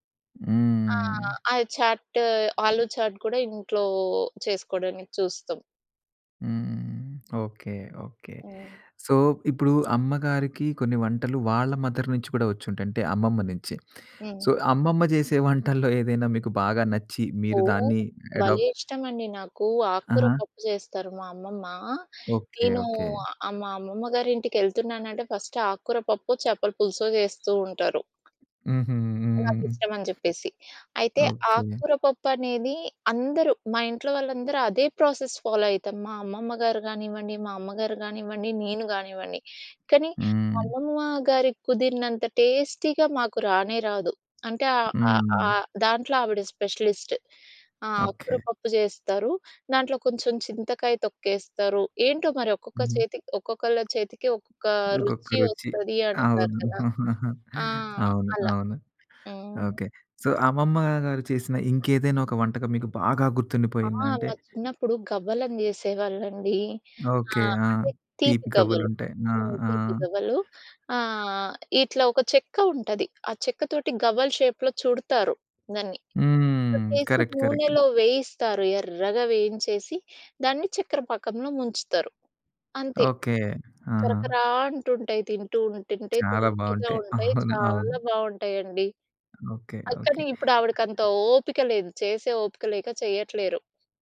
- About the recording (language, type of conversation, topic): Telugu, podcast, మీ ఇంటి ప్రత్యేక వంటకం ఏది?
- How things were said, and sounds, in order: in English: "సో"; tapping; in English: "మదర్"; in English: "సో"; in English: "అడాప్ట్"; in English: "ఫస్ట్"; in English: "ప్రాసెస్ ఫాలో"; "కానీ" said as "కనీ"; in English: "టేస్టీగా"; in English: "స్పెషలిస్ట్"; chuckle; in English: "సో"; in English: "షేప్‌లో"; drawn out: "హ్మ్"; in English: "కరెక్ట్, కరెక్ట్"; laughing while speaking: "అవును"; "కానీ" said as "కనీ"; other background noise